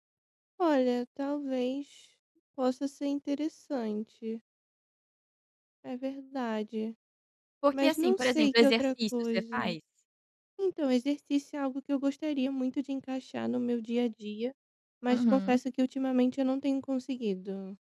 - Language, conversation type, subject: Portuguese, advice, Como posso desligar a mente para relaxar?
- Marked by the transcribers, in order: none